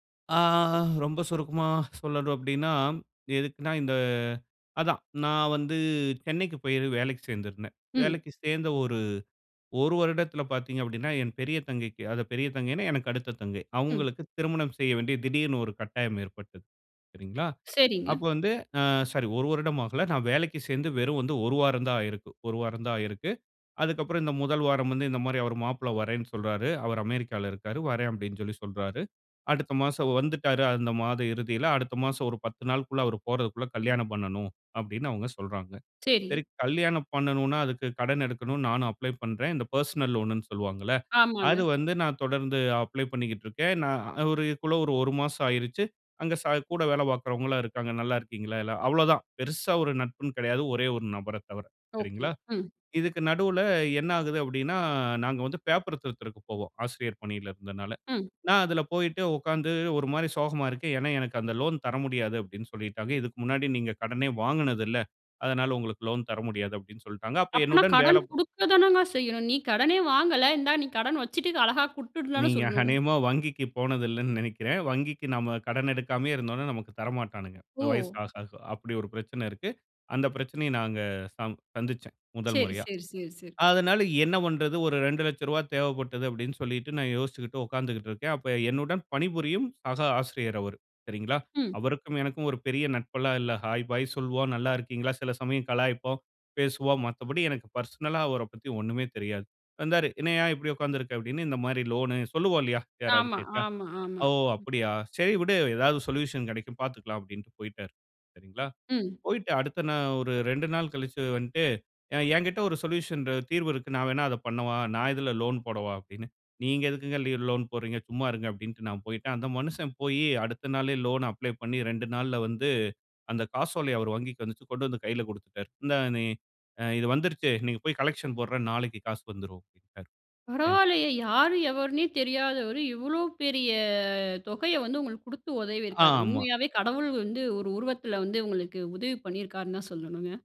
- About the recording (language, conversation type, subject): Tamil, podcast, வெளிப்படையாகப் பேசினால் உறவுகள் பாதிக்கப் போகும் என்ற அச்சம் உங்களுக்கு இருக்கிறதா?
- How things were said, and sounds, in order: drawn out: "ஆ"; other background noise; in English: "அப்ளை"; in English: "பெர்சனல் லோன்னு"; in English: "அப்ளை"; "அதுக்குள்ள" said as "அவருக்குள்ள"; in English: "லோன்"; in English: "லோன்"; "குடுத்துடு" said as "குட்டுடு"; laughing while speaking: "நீங்க அநேகமா வங்கிக்கு போனதில்லன்னு நெனைக்கிறேன்"; in English: "ஹாய், பாய்"; in English: "லோனு"; in English: "சொல்யூஷன்"; in English: "சொல்யூஷன்"; in English: "லோன்"; in English: "லோன்"; in English: "அப்ளை"; in English: "கலெக்க்ஷன்"; surprised: "பரவாயில்லையே! யாரு எவர்னே தெரியாதவரு, இவ்ளோ … பண்ணியிருக்காருன்னு தான் சொல்லணுங்க"; drawn out: "பெரிய"; "உதவியிருக்காரு" said as "ஒதவியிருக்காரு"